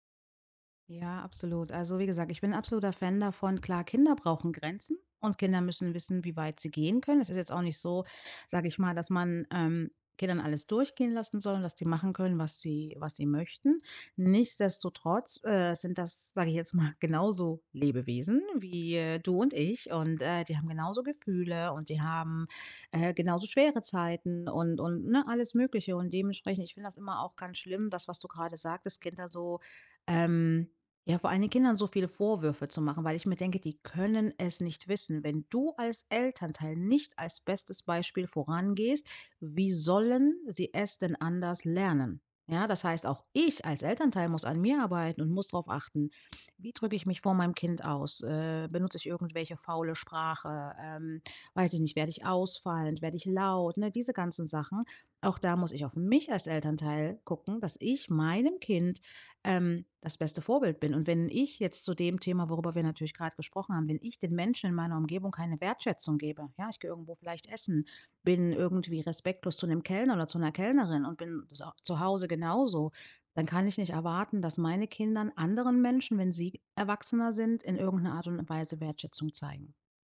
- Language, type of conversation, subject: German, podcast, Wie bringst du Kindern Worte der Wertschätzung bei?
- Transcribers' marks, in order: laughing while speaking: "mal"; stressed: "du"; stressed: "nicht"; stressed: "sollen"; stressed: "ich"; stressed: "mich"; stressed: "meinem"